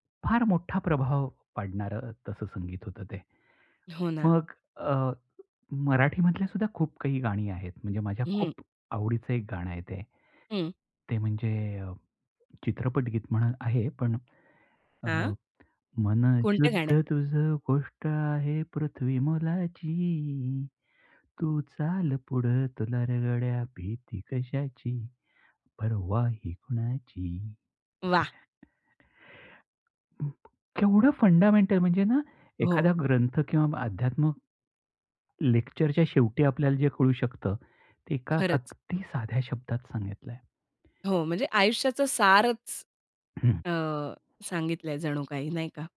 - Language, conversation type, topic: Marathi, podcast, संगीताच्या लयींत हरवण्याचा तुमचा अनुभव कसा असतो?
- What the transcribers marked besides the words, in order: tapping; singing: "मन शुद्ध तुझं गोष्ट आहे … परवा ही कुणाची?"; chuckle; in English: "फंडामेंटल"